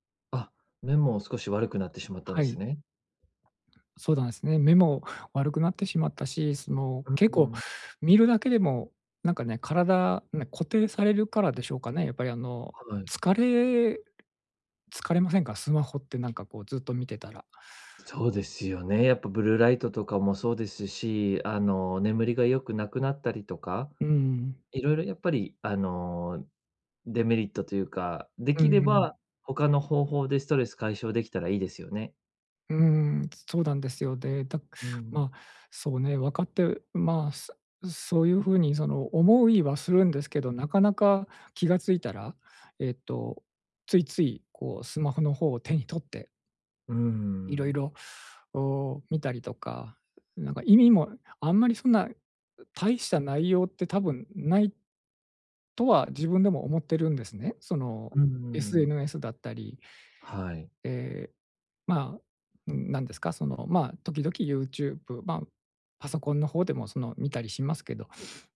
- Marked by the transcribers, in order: other noise; other background noise
- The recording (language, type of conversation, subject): Japanese, advice, ストレスが強いとき、不健康な対処をやめて健康的な行動に置き換えるにはどうすればいいですか？